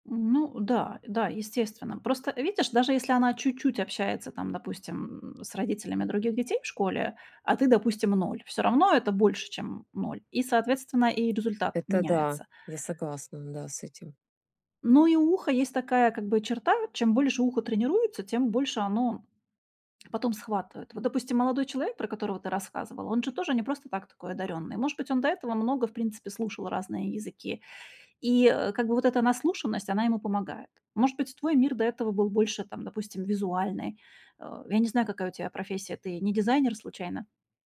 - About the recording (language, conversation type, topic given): Russian, advice, Почему я постоянно сравниваю свои достижения с достижениями друзей и из-за этого чувствую себя хуже?
- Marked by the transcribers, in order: none